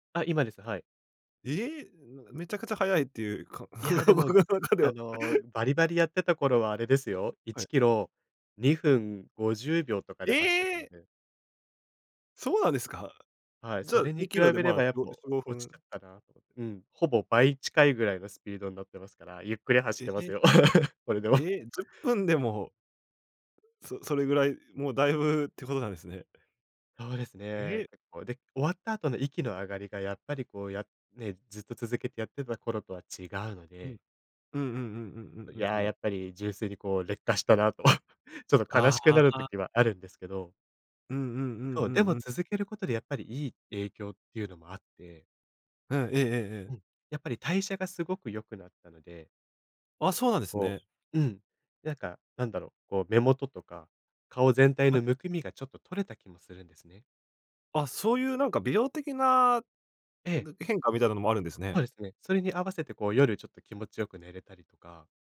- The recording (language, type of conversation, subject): Japanese, podcast, それを始めてから、生活はどのように変わりましたか？
- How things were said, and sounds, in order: laugh; laughing while speaking: "僕の中では"; surprised: "ええ"; laugh; chuckle; laugh; other background noise